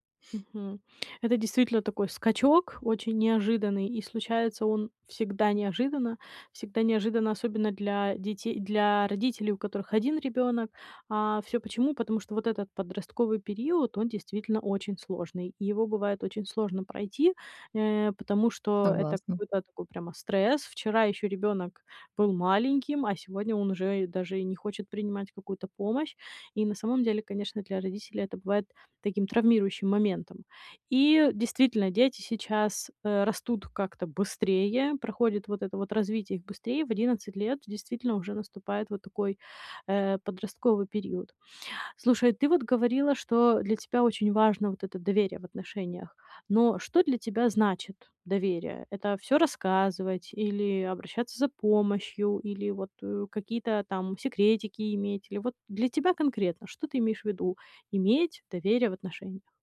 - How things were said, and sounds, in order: none
- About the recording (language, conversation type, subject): Russian, advice, Как построить доверие в новых отношениях без спешки?